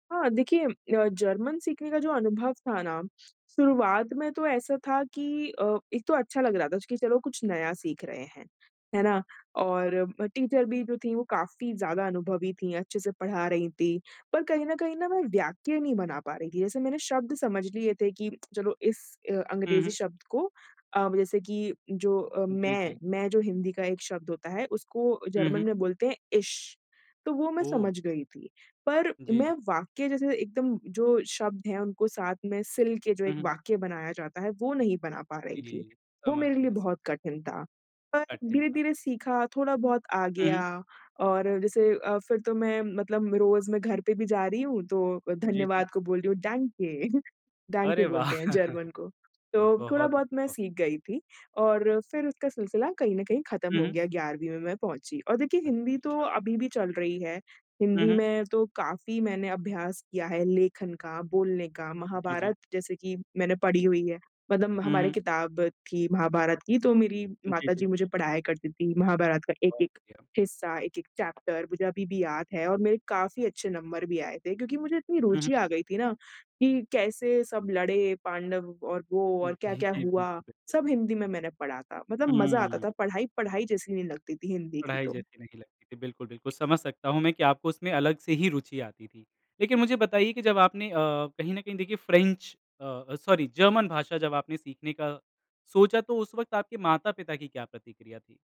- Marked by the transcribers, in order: in English: "टीचर"; lip smack; in German: "इश"; in German: "डाँके! डांके"; chuckle; laughing while speaking: "वाह!"; unintelligible speech; in English: "चैप्टर"; in English: "नंबर"; tapping; in English: "सॉरी"
- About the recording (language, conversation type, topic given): Hindi, podcast, स्कूल में अपनी मातृभाषा सीखने का आपका अनुभव कैसा था?